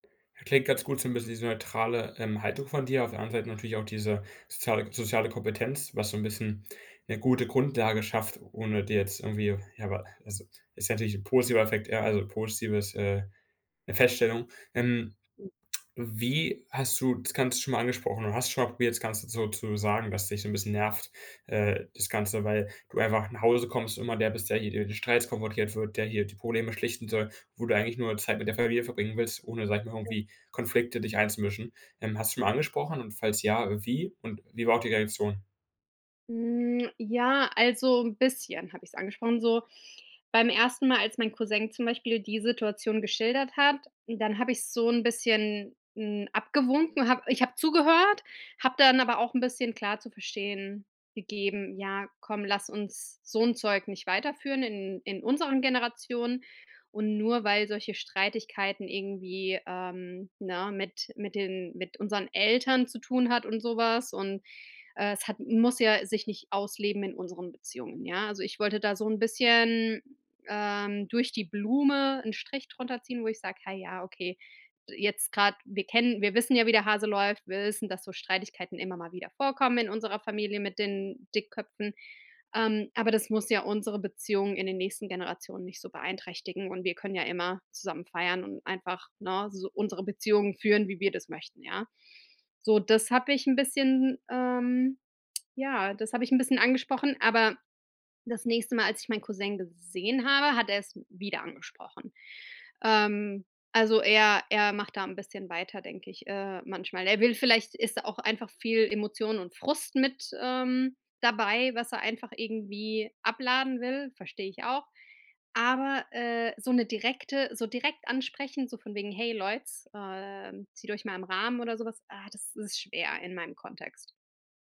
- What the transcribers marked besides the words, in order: lip smack; other noise; other background noise
- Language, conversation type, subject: German, advice, Wie können wir Rollen und Aufgaben in der erweiterten Familie fair aufteilen?